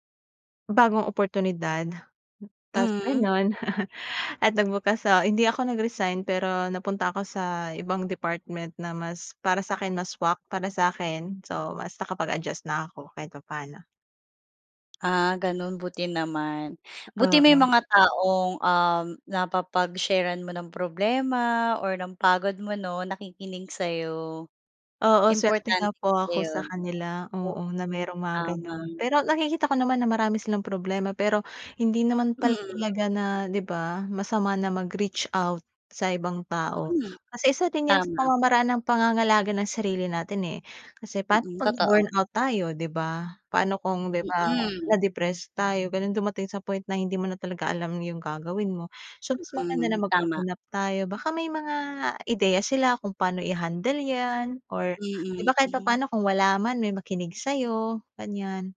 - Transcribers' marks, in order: chuckle
- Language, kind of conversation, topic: Filipino, podcast, May ginagawa ka ba para alagaan ang sarili mo?